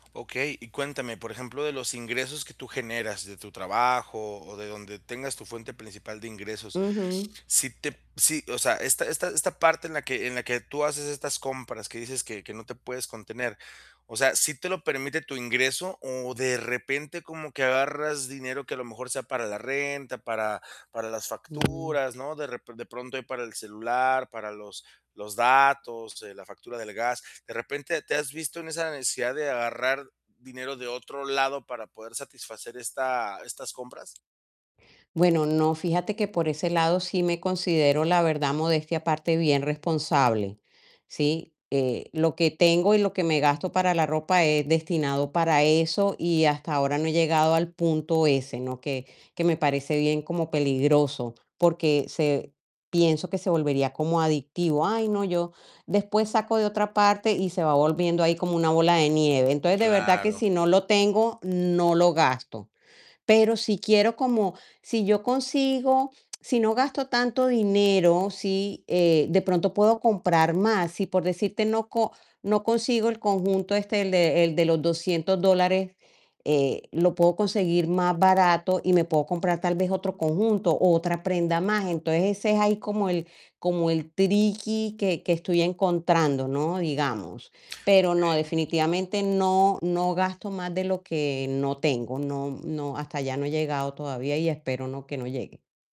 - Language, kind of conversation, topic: Spanish, advice, ¿Cómo puedo comprar ropa a la moda sin gastar demasiado dinero?
- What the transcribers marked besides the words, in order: static; tapping; distorted speech; other background noise